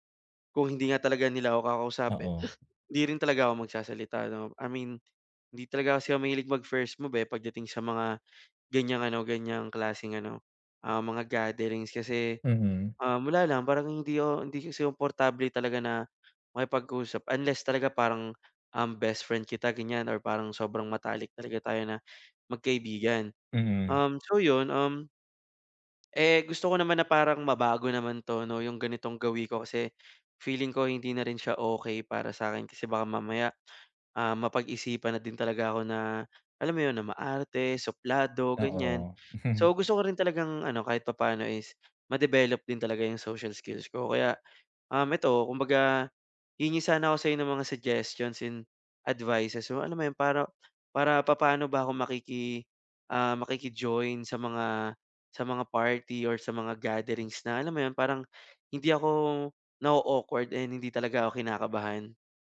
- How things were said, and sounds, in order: hiccup; chuckle
- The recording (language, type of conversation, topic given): Filipino, advice, Paano ako makikisalamuha sa mga handaan nang hindi masyadong naiilang o kinakabahan?